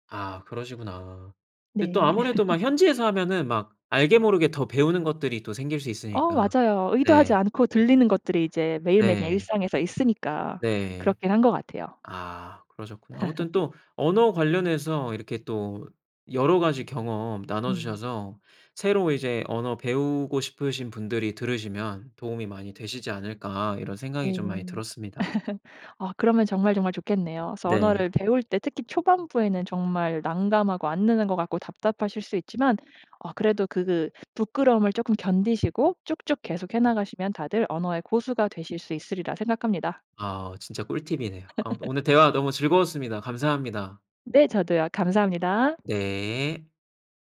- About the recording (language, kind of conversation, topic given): Korean, podcast, 언어나 이름 때문에 소외감을 느껴본 적이 있나요?
- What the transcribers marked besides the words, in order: laugh; tapping; laugh; laugh; laugh; other background noise